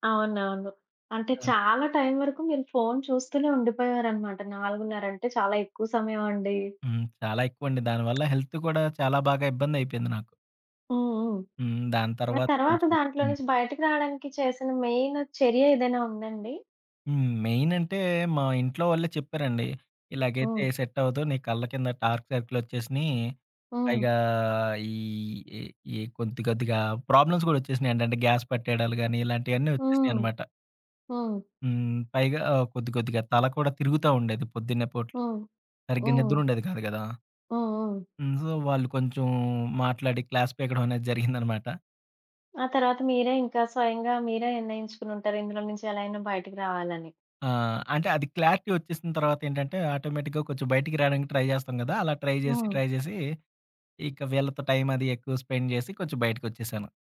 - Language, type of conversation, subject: Telugu, podcast, ఆన్‌లైన్, ఆఫ్‌లైన్ మధ్య సమతుల్యం సాధించడానికి సులభ మార్గాలు ఏవిటి?
- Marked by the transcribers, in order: tapping; in English: "హెల్త్"; in English: "మెయిన్"; in English: "మెయిన్"; in English: "సెట్"; in English: "డార్క్ సర్కిల్"; in English: "ప్రాబ్లమ్స్"; in English: "గ్యాస్"; in English: "సో"; in English: "క్లాస్"; chuckle; in English: "క్లారిటీ"; in English: "ఆటోమేటిక్‌గా"; in English: "ట్రై"; in English: "ట్రై"; in English: "ట్రై"; in English: "స్పెండ్"